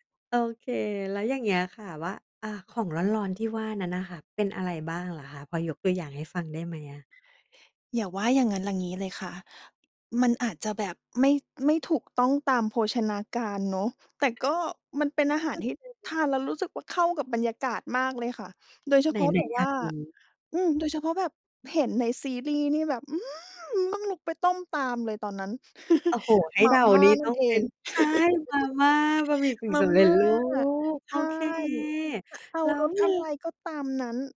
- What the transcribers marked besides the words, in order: unintelligible speech; other background noise; stressed: "อืม"; chuckle
- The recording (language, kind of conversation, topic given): Thai, podcast, ช่วงฝนตกคุณชอบกินอะไรเพื่อให้รู้สึกสบายใจ?